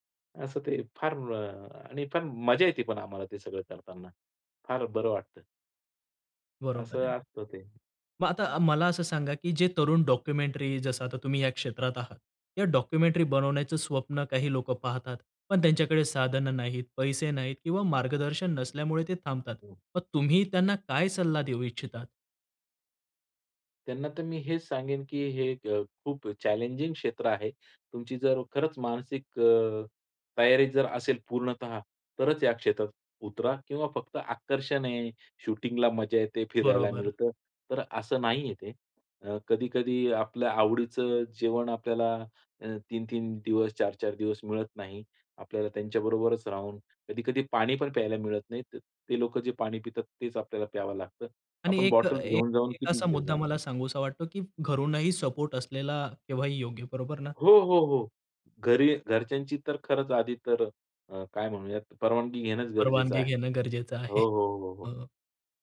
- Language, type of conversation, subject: Marathi, podcast, तुमची सर्जनशील प्रक्रिया साध्या शब्दांत सांगाल का?
- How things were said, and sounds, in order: in English: "डॉक्युमेंटरी"; in English: "डॉक्युमेंटरी"; in English: "चॅलेंजिंग"; in English: "शूटिंगला"; in English: "बॉटल"; in English: "सपोर्ट"; laughing while speaking: "आहे"